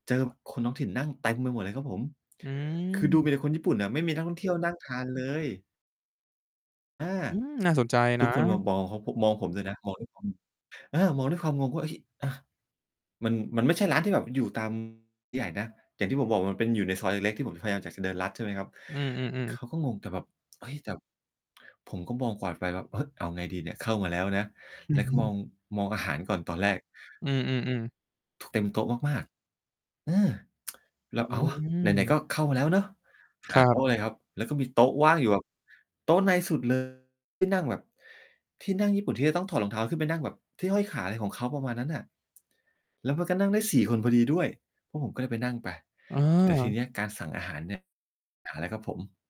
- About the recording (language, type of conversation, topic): Thai, podcast, คุณเคยหลงทางแล้วบังเอิญเจอร้านอาหารอร่อยมากไหม?
- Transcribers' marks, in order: static; distorted speech; other background noise; tapping; tsk